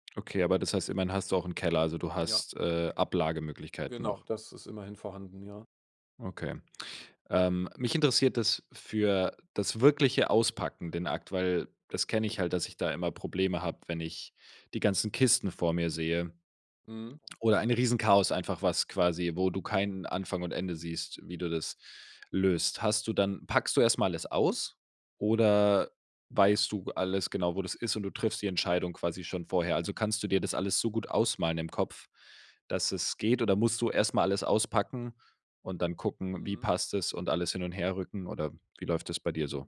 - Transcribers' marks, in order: none
- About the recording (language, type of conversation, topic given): German, podcast, Wie schaffst du mehr Platz in kleinen Räumen?
- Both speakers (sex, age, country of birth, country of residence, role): male, 25-29, Germany, Germany, host; male, 45-49, Germany, Germany, guest